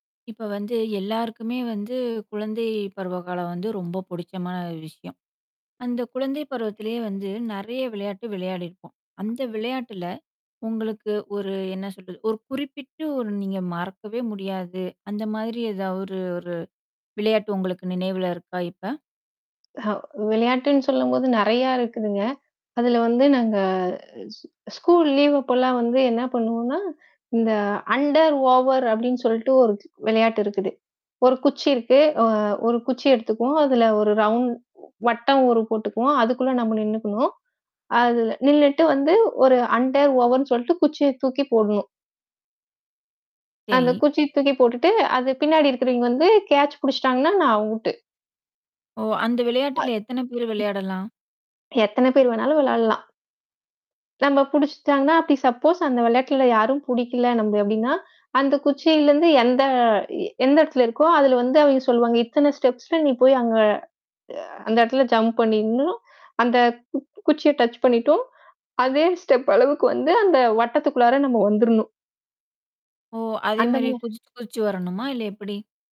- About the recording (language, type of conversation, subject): Tamil, podcast, உங்களுக்கு மிகவும் பிடித்த குழந்தைப் பருவ விளையாட்டு நினைவு எது?
- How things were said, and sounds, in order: other noise; in English: "ஸ்கூல் லீவ்"; in English: "அண்டர் ஓவர்"; in English: "ரவுண்ட்"; in English: "அண்டர் ஓவருன்னு"; in English: "கேட்ச்"; in English: "அவுட்டு"; other background noise; unintelligible speech; in English: "சப்போஸ்"; in English: "ஸ்டெப்ஸ்ல"; in English: "ஜம்ப்"; in English: "டச்"; in English: "ஸ்டெப்"